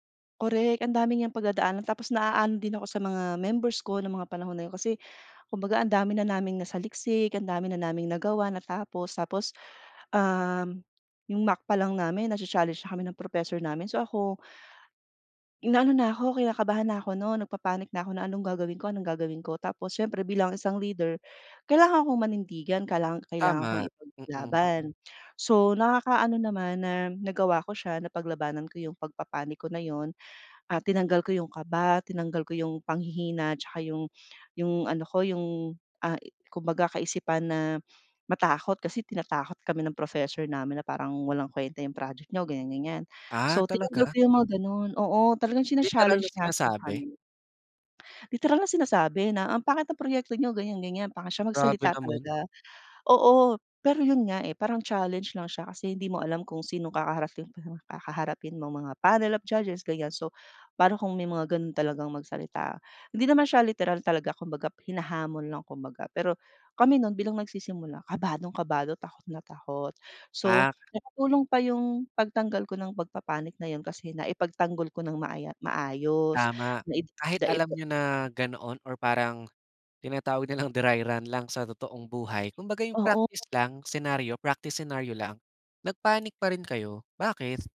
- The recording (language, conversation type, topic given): Filipino, podcast, May pagkakataon ba na napigilan mo ang pagpanik at nakatulong ka pa sa iba?
- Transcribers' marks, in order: other background noise; tapping